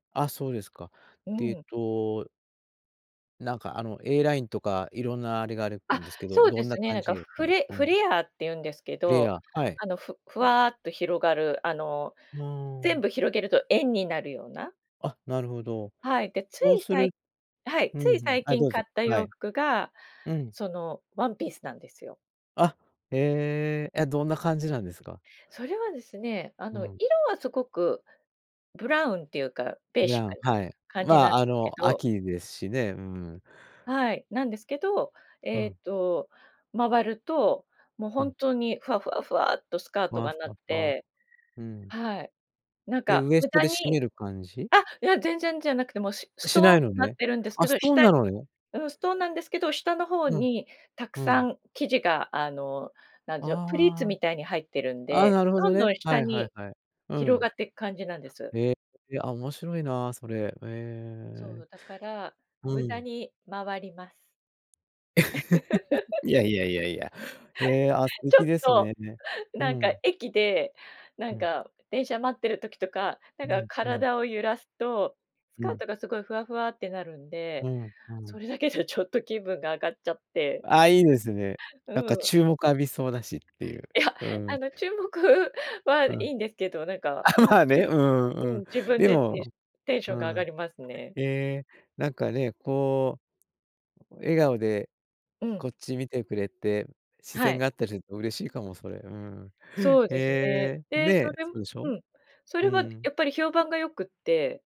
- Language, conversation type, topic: Japanese, podcast, 着るだけで気分が上がる服には、どんな特徴がありますか？
- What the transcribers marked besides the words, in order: other background noise; laugh; laugh; laughing while speaking: "注目は"; laughing while speaking: "あ、まあね"